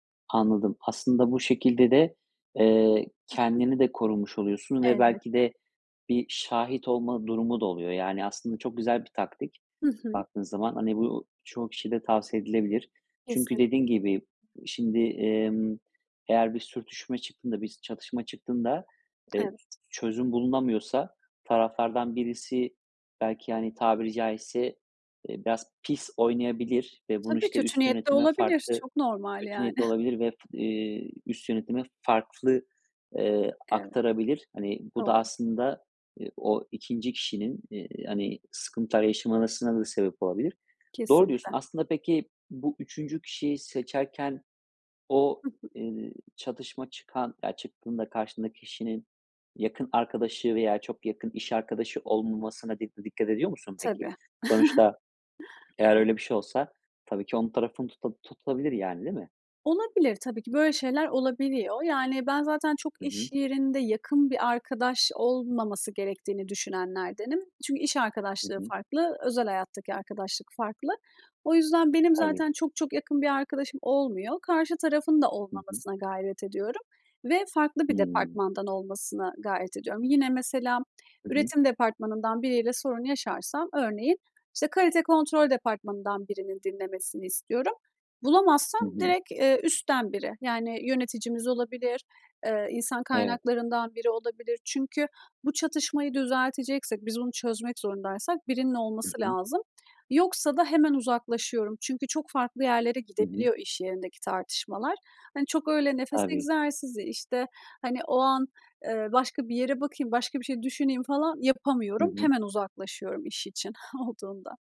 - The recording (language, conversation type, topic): Turkish, podcast, Çatışma çıktığında nasıl sakin kalırsın?
- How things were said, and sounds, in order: other background noise; giggle; other noise; swallow; giggle; tapping; laughing while speaking: "olduğunda"